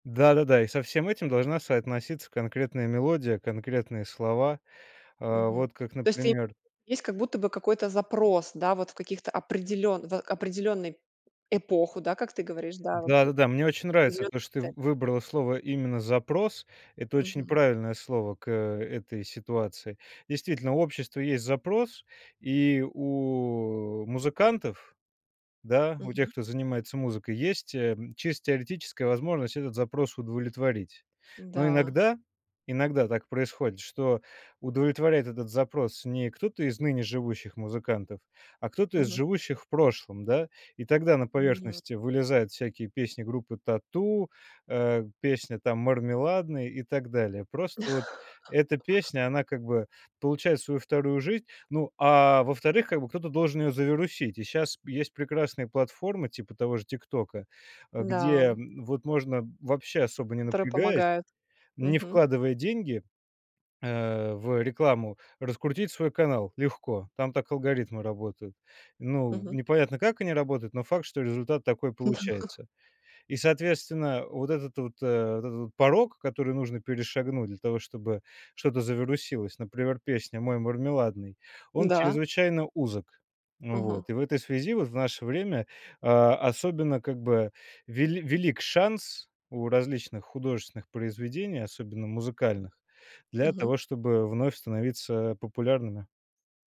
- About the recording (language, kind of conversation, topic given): Russian, podcast, Почему старые песни возвращаются в моду спустя годы?
- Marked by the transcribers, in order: laugh; laughing while speaking: "Да"